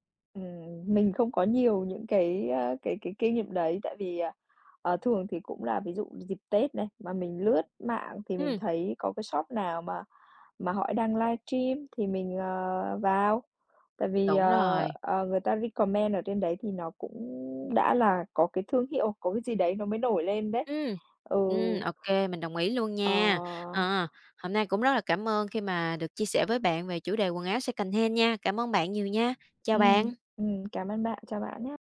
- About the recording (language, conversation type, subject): Vietnamese, podcast, Bạn nghĩ gì về việc mặc quần áo đã qua sử dụng hoặc đồ cổ điển?
- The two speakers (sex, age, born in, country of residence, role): female, 25-29, Vietnam, Vietnam, host; female, 30-34, Vietnam, Vietnam, guest
- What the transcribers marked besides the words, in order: tapping; in English: "recommend"; in English: "secondhand"